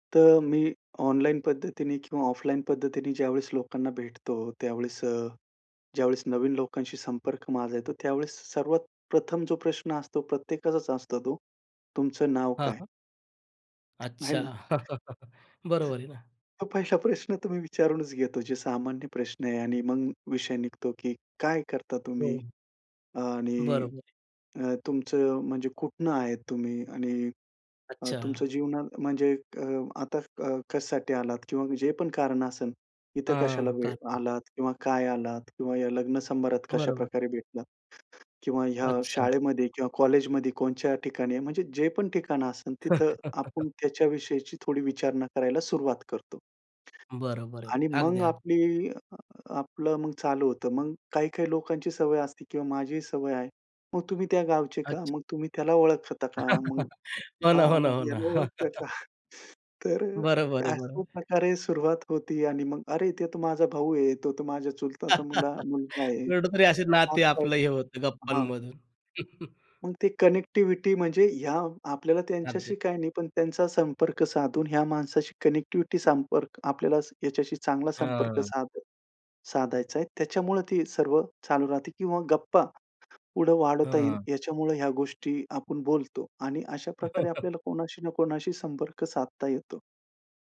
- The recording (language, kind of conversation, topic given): Marathi, podcast, नवीन लोकांशी संपर्क कसा साधायचा?
- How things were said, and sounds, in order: other background noise; chuckle; unintelligible speech; chuckle; chuckle; chuckle; chuckle; laughing while speaking: "एवढं तरी असे नाते आपलं हे होतं गप्पांमधून"; unintelligible speech; in English: "कनेक्टिव्हिटी"; in English: "कनेक्टिव्हिटी"; chuckle